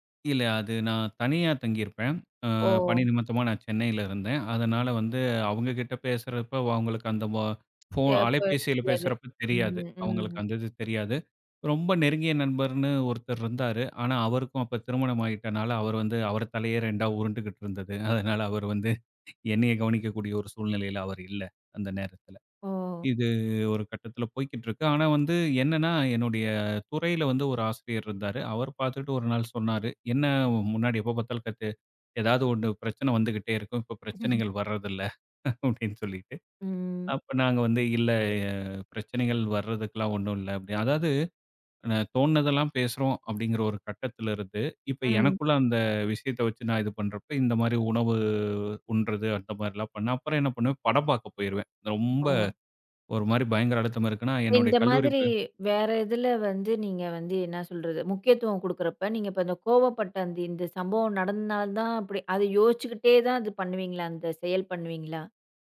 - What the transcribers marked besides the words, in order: other background noise; chuckle; other noise; chuckle
- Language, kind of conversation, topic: Tamil, podcast, கோபம் வந்தால் நீங்கள் அதை எந்த வழியில் தணிக்கிறீர்கள்?